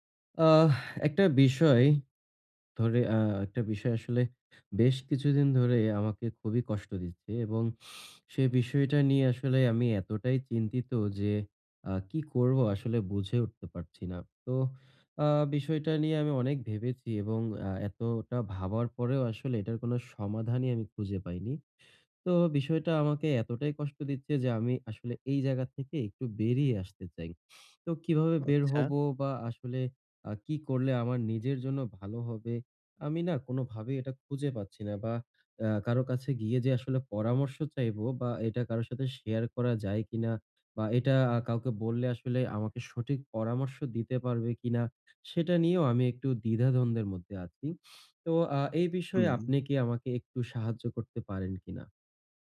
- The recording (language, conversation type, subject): Bengali, advice, ব্রেকআপের পরে আমি কীভাবে ধীরে ধীরে নিজের পরিচয় পুনর্গঠন করতে পারি?
- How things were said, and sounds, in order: none